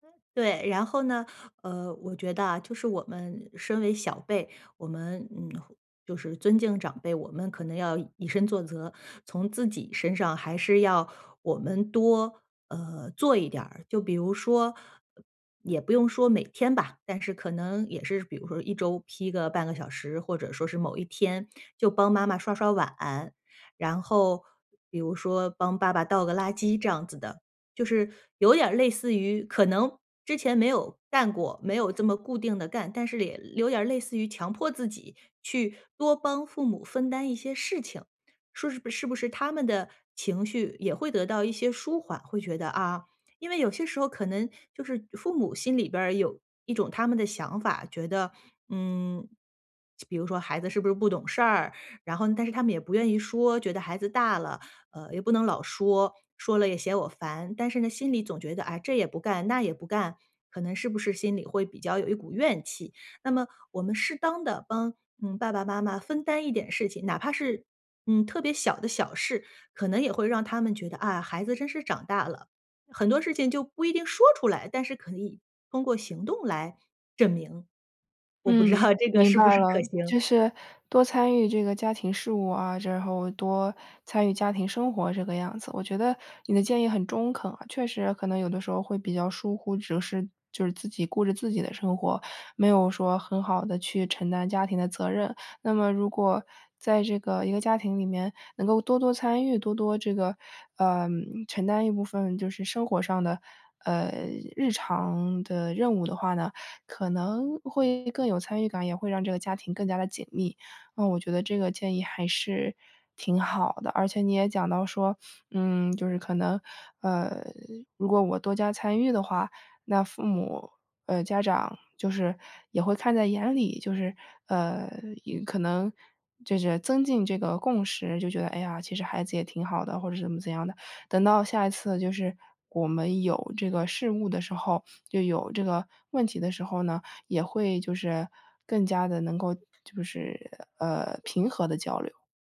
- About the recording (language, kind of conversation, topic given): Chinese, advice, 我们怎样改善家庭的沟通习惯？
- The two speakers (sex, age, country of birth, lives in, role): female, 18-19, United States, United States, user; female, 40-44, China, United States, advisor
- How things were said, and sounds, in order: "也" said as "垒"; laughing while speaking: "知道"; other noise